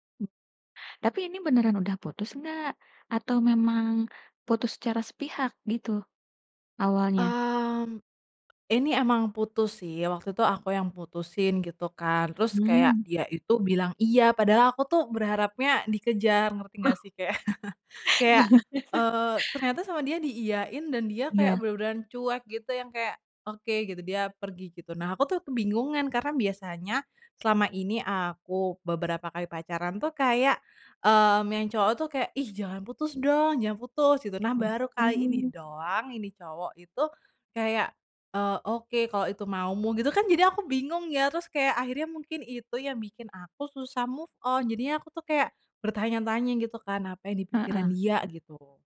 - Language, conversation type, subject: Indonesian, advice, Bagaimana cara berhenti terus-menerus memeriksa akun media sosial mantan dan benar-benar bisa move on?
- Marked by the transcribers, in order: other background noise; laughing while speaking: "kayak"; laugh; laughing while speaking: "Iya"; laugh; in English: "move on"